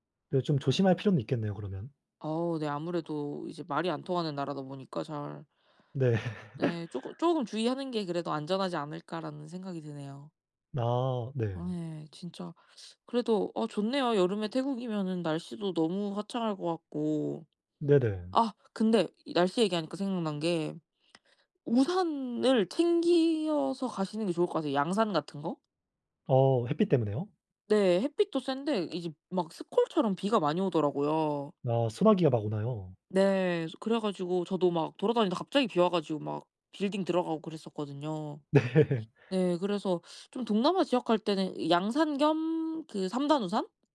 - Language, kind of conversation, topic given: Korean, unstructured, 여행할 때 가장 중요하게 생각하는 것은 무엇인가요?
- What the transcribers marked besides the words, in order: laugh; other background noise; laughing while speaking: "네"